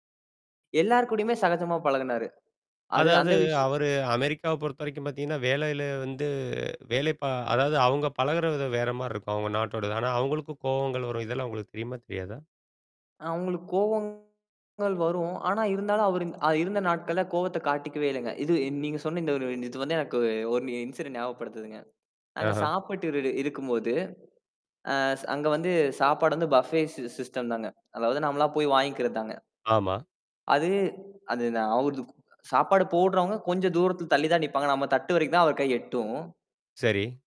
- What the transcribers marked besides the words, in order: tapping; other noise; other background noise; distorted speech; mechanical hum; in English: "இன்சிடென்ட்"; in English: "பஃபே சி சிஸ்டம்"
- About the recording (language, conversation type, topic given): Tamil, podcast, அந்த நாட்டைச் சேர்ந்த ஒருவரிடமிருந்து நீங்கள் என்ன கற்றுக்கொண்டீர்கள்?